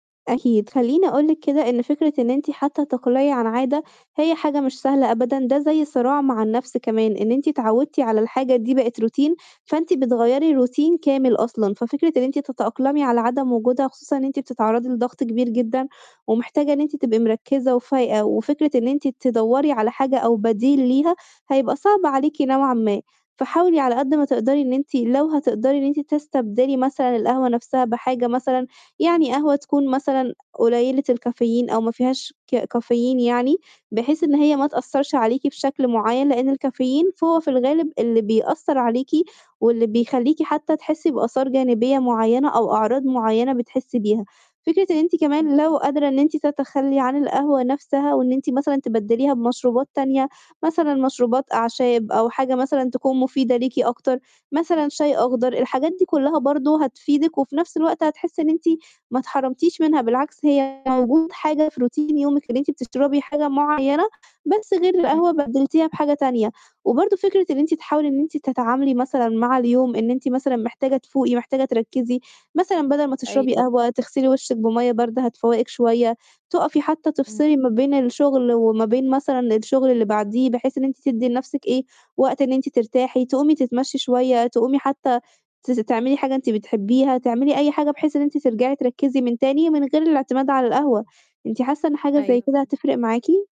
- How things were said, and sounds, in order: in English: "routine"; in English: "routine"; distorted speech; in English: "routine"; tapping
- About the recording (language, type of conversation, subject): Arabic, advice, إزاي أبطل أرجع لعادات سلبية بعد محاولات قصيرة للتغيير؟